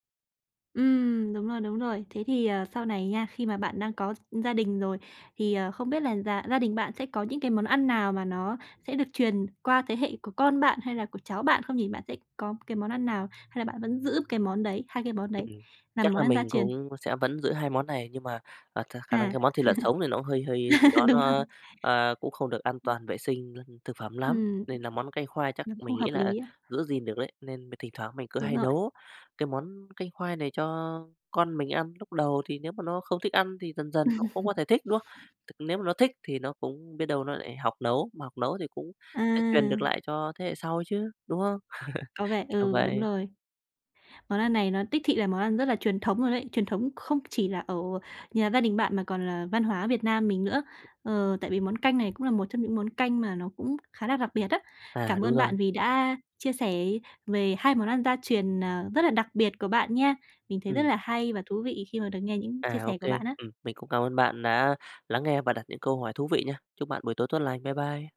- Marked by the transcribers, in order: tapping; laugh; other background noise; laugh; laugh
- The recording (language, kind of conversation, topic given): Vietnamese, podcast, Món ăn gia truyền nào khiến bạn nhớ nhất nhỉ?